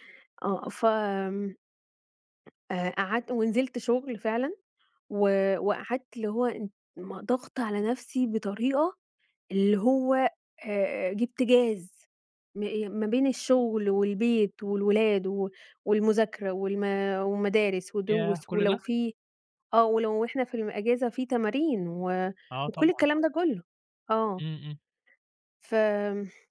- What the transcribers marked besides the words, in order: other noise
- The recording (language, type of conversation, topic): Arabic, podcast, هل قابلت قبل كده حد غيّر نظرتك للحياة؟